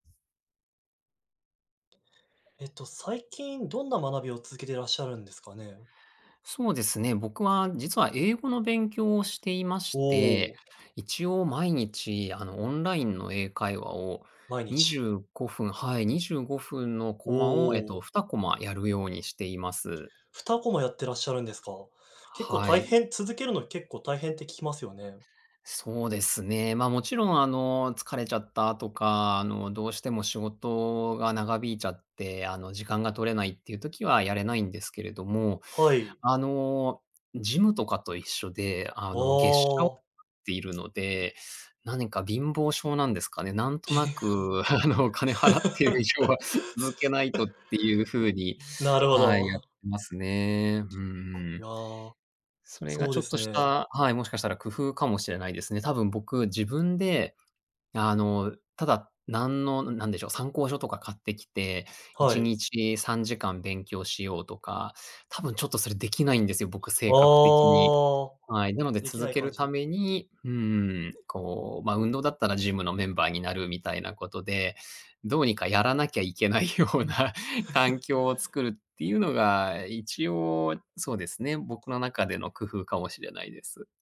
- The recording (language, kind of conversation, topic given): Japanese, podcast, 学びを続けるために、手軽にできる小さな工夫は何ですか？
- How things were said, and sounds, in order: chuckle; laughing while speaking: "あの、お金払っている以上は"; chuckle